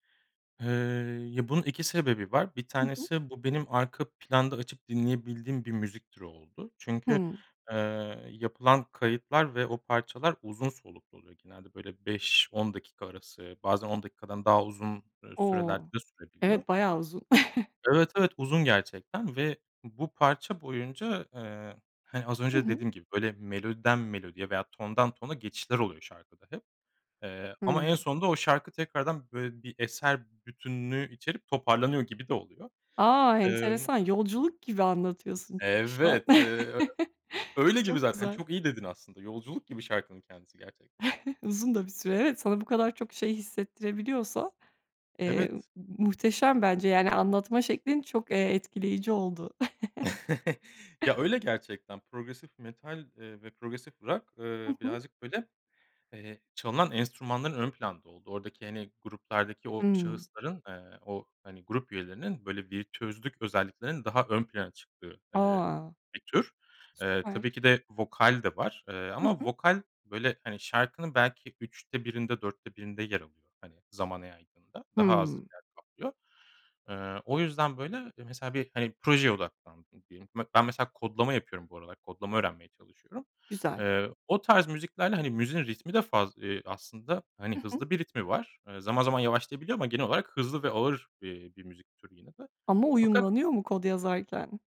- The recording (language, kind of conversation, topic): Turkish, podcast, Yeni müzikleri genellikle nasıl keşfedersin?
- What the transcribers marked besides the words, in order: chuckle; drawn out: "Evet"; chuckle; chuckle; unintelligible speech; chuckle